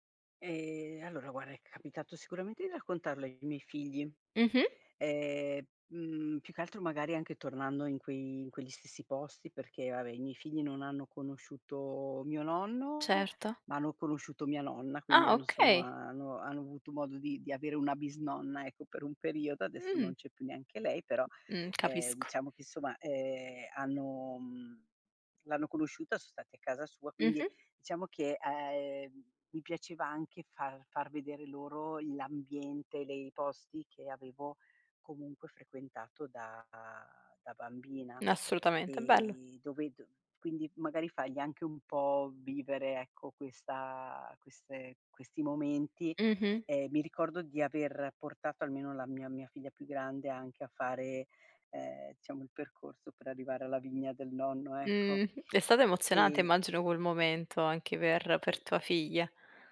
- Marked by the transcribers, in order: "guarda" said as "guara"; other background noise
- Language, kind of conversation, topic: Italian, podcast, Qual è il ricordo d'infanzia che più ti emoziona?